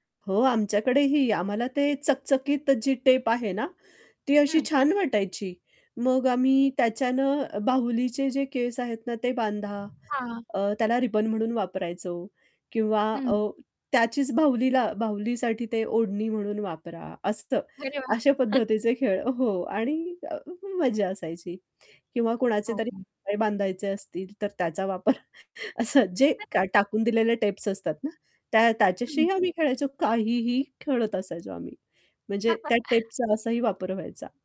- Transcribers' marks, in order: static; distorted speech; mechanical hum; chuckle; chuckle; unintelligible speech; chuckle
- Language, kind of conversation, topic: Marathi, podcast, जुन्या कॅसेट्स किंवा सीडींबद्दल तुला काय काय आठवतं?